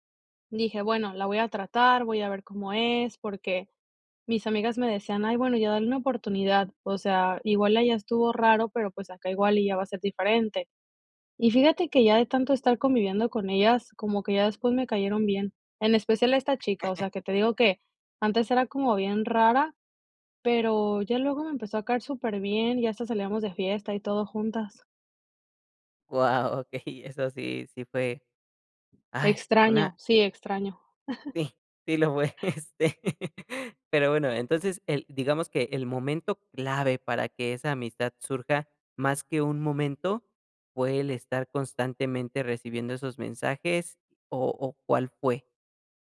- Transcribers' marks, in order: chuckle; tapping; chuckle; laughing while speaking: "este"
- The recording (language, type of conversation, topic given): Spanish, podcast, ¿Qué amistad empezó de forma casual y sigue siendo clave hoy?